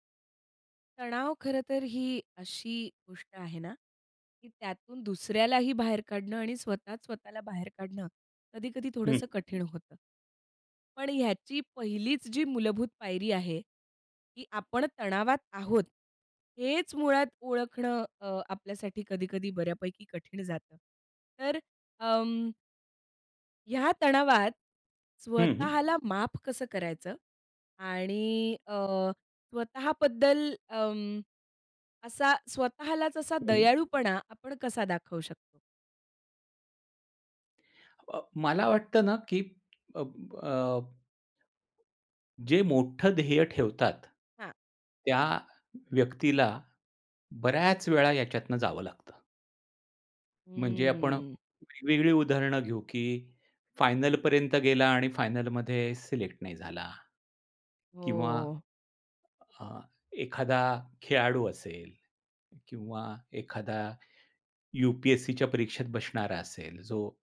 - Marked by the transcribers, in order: other background noise; tapping
- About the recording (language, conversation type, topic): Marathi, podcast, तणावात स्वतःशी दयाळूपणा कसा राखता?